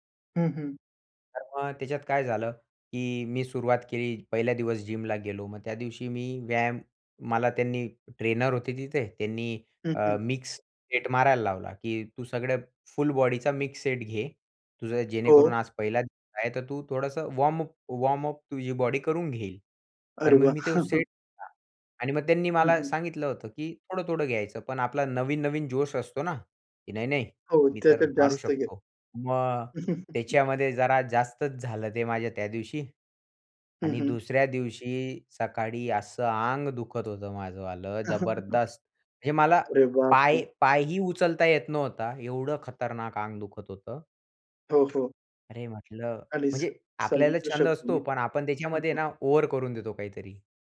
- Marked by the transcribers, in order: in English: "जिमला"; in English: "ट्रेनर"; in English: "वॉर्मअप वॉर्मअप"; chuckle; chuckle; chuckle; other background noise; tapping
- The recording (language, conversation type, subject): Marathi, podcast, एखादा नवीन छंद सुरू कसा करावा?